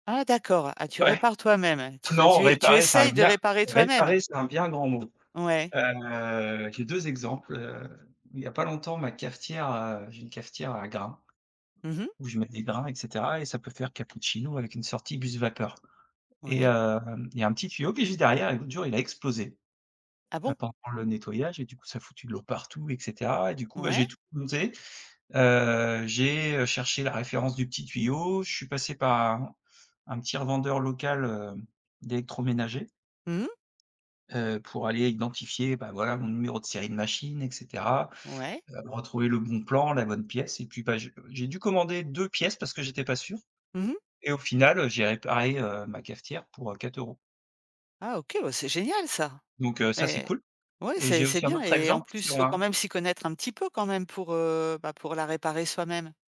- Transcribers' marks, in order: stressed: "essayes"; other background noise; stressed: "partout"; stressed: "génial"; stressed: "cool"
- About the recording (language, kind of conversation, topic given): French, podcast, Privilégies-tu des achats durables ou le plaisir immédiat ?